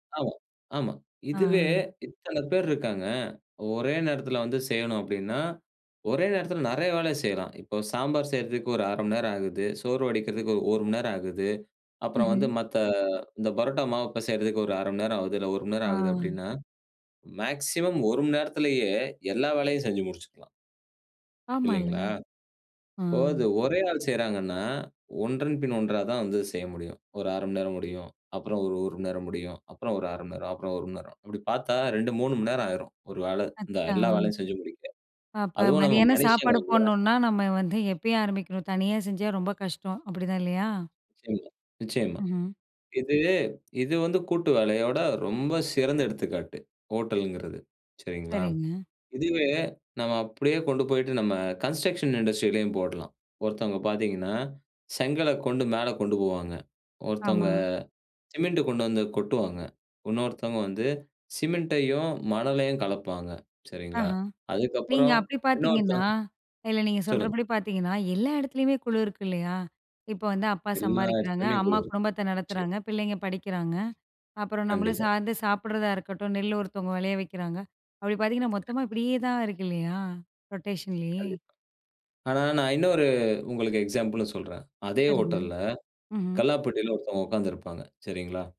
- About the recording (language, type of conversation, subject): Tamil, podcast, நீங்கள் குழுவுடன் வேலை செய்யும்போது உங்கள் அணுகுமுறை எப்படி இருக்கும்?
- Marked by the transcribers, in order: in English: "மேக்ஸிமம்"; in English: "கன்ஸ்ட்ரக்ஷன் இண்டஸ்ட்ரிலேயும்"; other noise; in English: "ரொட்டேஷன்லயே"